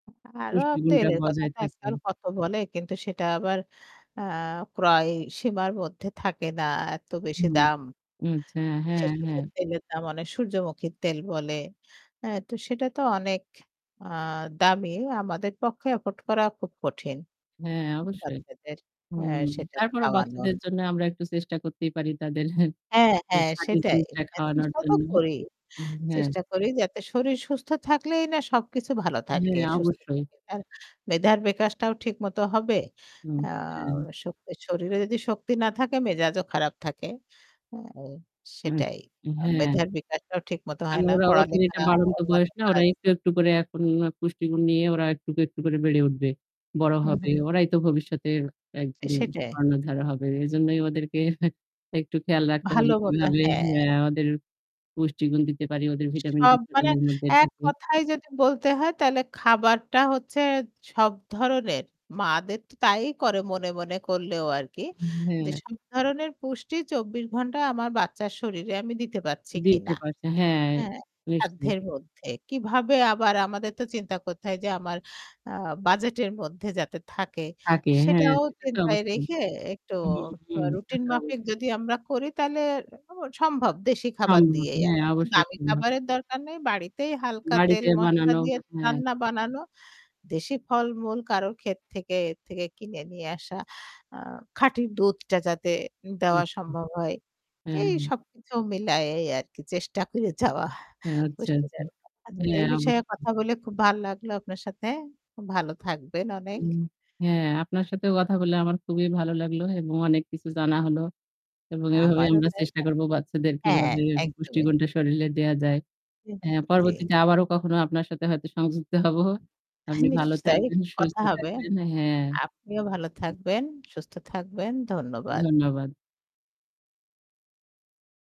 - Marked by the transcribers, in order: static; distorted speech; in English: "afford"; chuckle; other background noise; "বিকাশটাও" said as "বেকাশটাও"; "কারণ" said as "কাণ"; chuckle; "বুঝছি" said as "বুসছি"; unintelligible speech; "খাঁটি" said as "খাটির"; laughing while speaking: "চেষ্টা কইরে যাওয়া পুষ্টীদায়ক খাবারের"; "করে" said as "কইরে"; unintelligible speech; laughing while speaking: "সংযুক্ত হব"
- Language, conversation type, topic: Bengali, unstructured, শিশুদের জন্য পুষ্টিকর খাবার কীভাবে তৈরি করবেন?